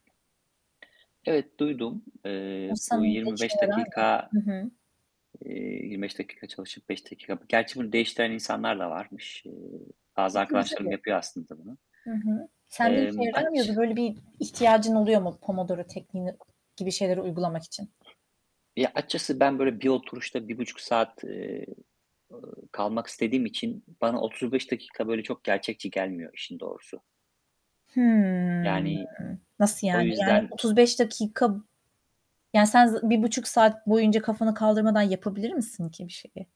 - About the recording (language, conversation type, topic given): Turkish, podcast, Ders çalışırken senin için en işe yarayan yöntemler hangileri?
- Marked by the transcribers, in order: other background noise; static; distorted speech; drawn out: "Hıı"